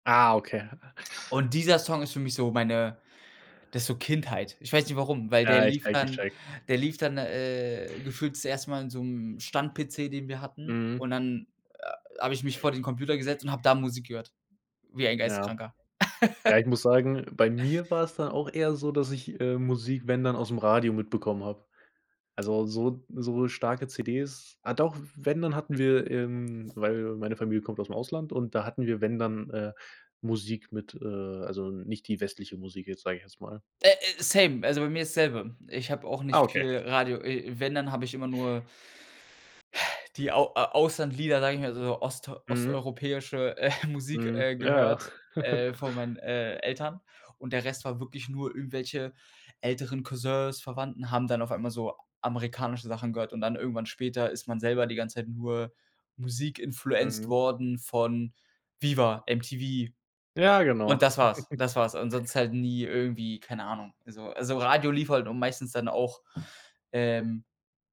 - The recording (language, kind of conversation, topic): German, podcast, Welcher Song erinnert dich an deine Kindheit?
- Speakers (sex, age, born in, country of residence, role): male, 20-24, Germany, Germany, host; male, 25-29, Germany, Germany, guest
- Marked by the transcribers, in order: other background noise; other noise; laugh; in English: "same"; sigh; laughing while speaking: "äh"; chuckle; in English: "Musik-influencet"; chuckle